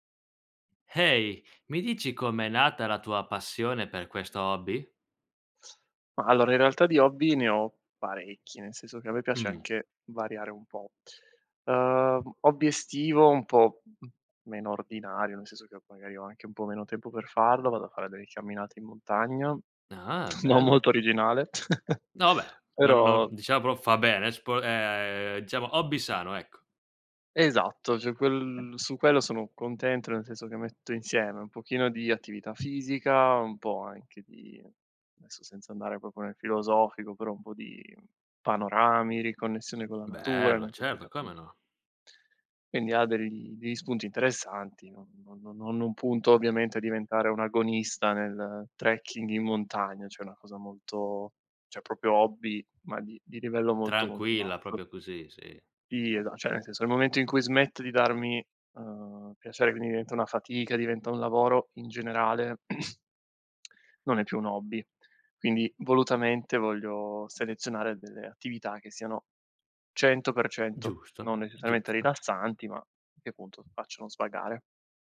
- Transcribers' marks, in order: tapping; laughing while speaking: "non"; chuckle; "cioè" said as "ceh"; other background noise; "adesso" said as "desso"; "cioè" said as "ceh"; "cioè" said as "ceh"; "proprio" said as "propio"; "cioè" said as "ceh"; throat clearing; tsk
- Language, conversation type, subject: Italian, podcast, Com'è nata la tua passione per questo hobby?